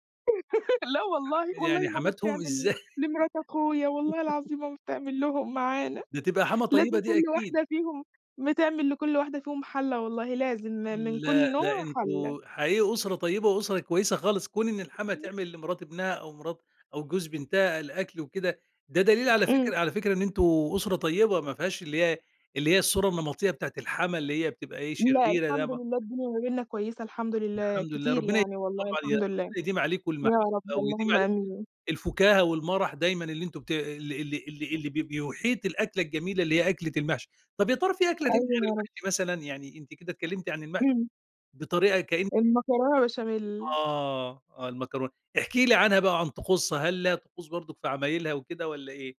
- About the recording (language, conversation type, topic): Arabic, podcast, إيه الأكلة اللي بتفكّرك بأصلك؟
- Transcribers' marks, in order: laugh; laughing while speaking: "لأ والله. والله ماما بتعمل … بتعمل لهم معانا"; laughing while speaking: "إزاي!"; laugh; unintelligible speech; tapping; unintelligible speech